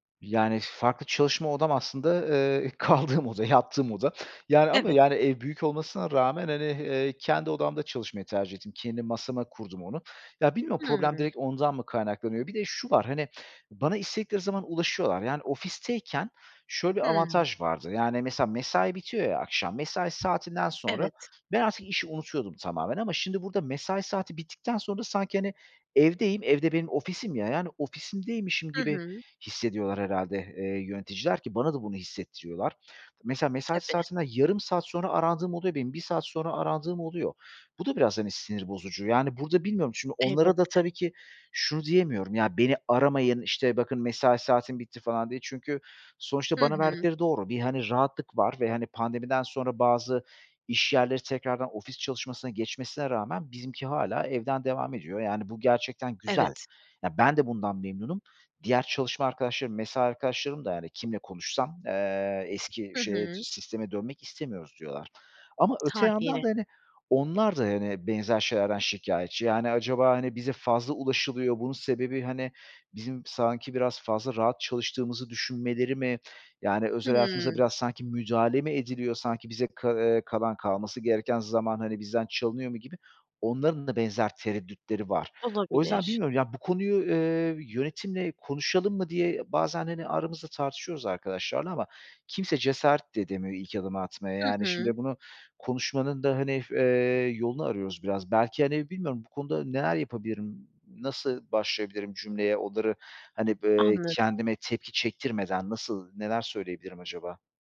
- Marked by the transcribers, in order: laughing while speaking: "kaldığım oda, yattığım oda"; other background noise
- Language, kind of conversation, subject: Turkish, advice, Evde veya işte sınır koymakta neden zorlanıyorsunuz?